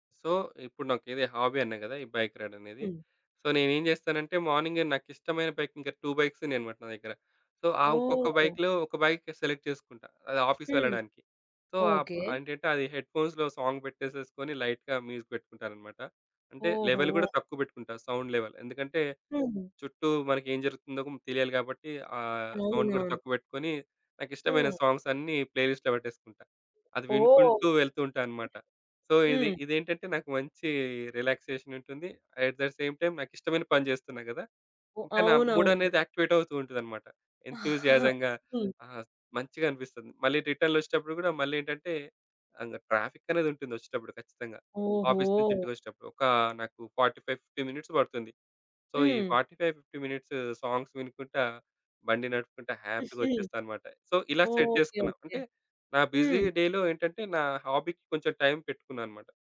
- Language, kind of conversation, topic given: Telugu, podcast, మీరు ఎక్కువ సమయం కేటాయించే హాబీ ఏది?
- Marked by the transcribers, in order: in English: "సో"; in English: "హాబీ"; in English: "బైక్ రైడ్"; in English: "సో"; in English: "బైక్"; in English: "టూ బైక్స్"; in English: "సో"; in English: "బైక్ సెలెక్ట్"; in English: "ఆఫీస్"; in English: "సో"; in English: "హెడ్‌ఫోన్స్‌లో సాంగ్"; in English: "లైట్‌గా మ్యూజిక్"; other background noise; tapping; in English: "లెవెల్"; in English: "సౌండ్ లెవెల్"; in English: "సౌండ్"; in English: "సాంగ్స్"; in English: "ప్లేలిస్ట్‌లో"; in English: "సో"; in English: "రిలాక్సేషన్"; in English: "అట్ ద సేమ్ టైమ్"; in English: "మూడ్"; in English: "యాక్టివేట్"; in English: "ఎంతూసియాజం‌గా"; giggle; in English: "రిటర్న్‌లో"; in English: "ట్రాఫిక్"; in English: "ఆఫీస్"; in English: "ఫార్టీ ఫైవ్ ఫిఫ్టీ మినిట్స్"; in English: "సో"; in English: "ఫార్టీ ఫైవ్ ఫిఫ్టీ మినిట్స్ సాంగ్స్"; in English: "హ్యాపీ‌గా"; giggle; in English: "సో"; in English: "సెట్"; in English: "బిజీ డేలో"; in English: "హాబీకి"